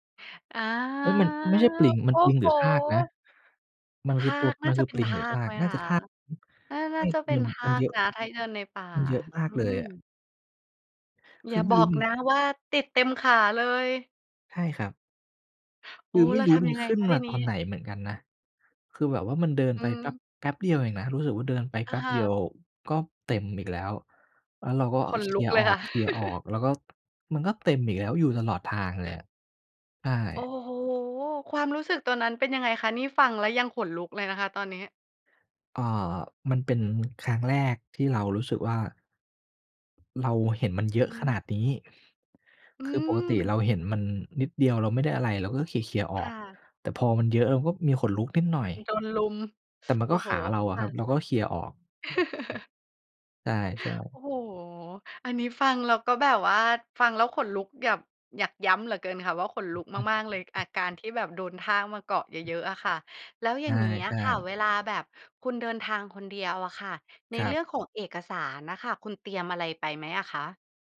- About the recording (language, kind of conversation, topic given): Thai, podcast, เคยเดินทางคนเดียวแล้วเป็นยังไงบ้าง?
- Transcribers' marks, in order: drawn out: "อา"; laughing while speaking: "ค่ะ"; chuckle; other background noise; chuckle; tapping; other noise